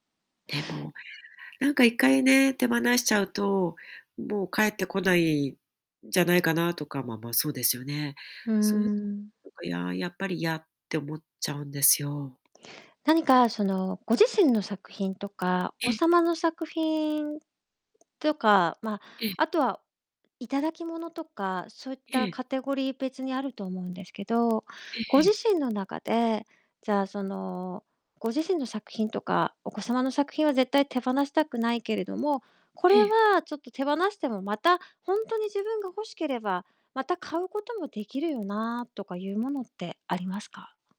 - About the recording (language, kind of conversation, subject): Japanese, advice, 贈り物や思い出の品が増えて家のスペースが足りないのですが、どうすればいいですか？
- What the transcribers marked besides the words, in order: distorted speech; background speech; tapping